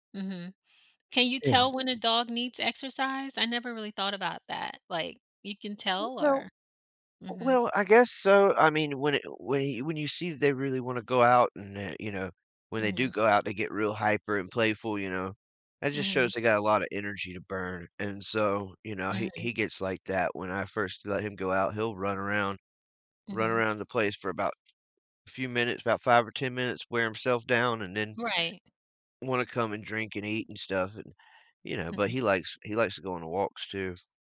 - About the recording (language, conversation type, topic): English, unstructured, What benefits have you experienced from regular exercise?
- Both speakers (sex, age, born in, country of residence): female, 45-49, United States, United States; male, 35-39, United States, United States
- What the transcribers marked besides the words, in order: unintelligible speech; other background noise